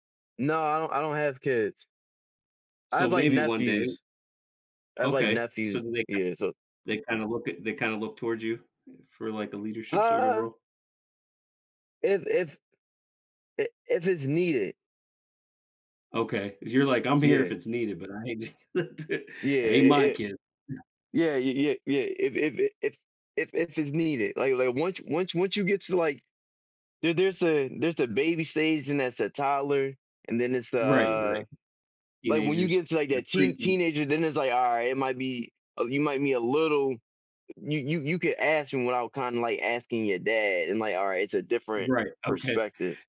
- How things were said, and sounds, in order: other background noise; laughing while speaking: "I d hate to"; chuckle
- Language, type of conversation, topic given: English, unstructured, How can being a mentor or having a mentor impact your personal growth?
- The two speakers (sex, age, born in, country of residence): male, 35-39, United States, United States; male, 50-54, United States, United States